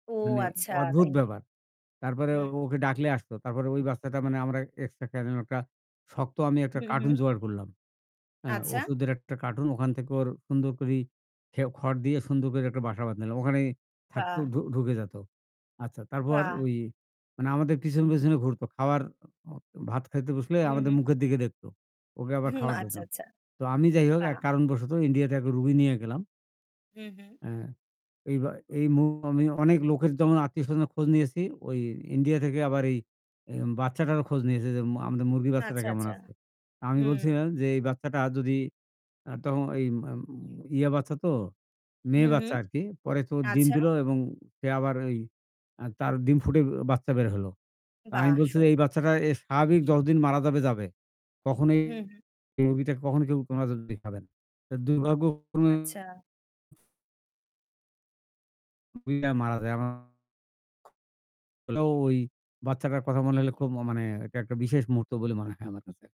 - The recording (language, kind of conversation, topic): Bengali, unstructured, আপনি জীবনে কখন সবচেয়ে বেশি আনন্দ অনুভব করেছেন?
- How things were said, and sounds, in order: static; distorted speech; other background noise; unintelligible speech; "করে" said as "করি"; "বাঁধলাম" said as "বান্ধিলাম"; "অ-" said as "খাওয়ার"; unintelligible speech; unintelligible speech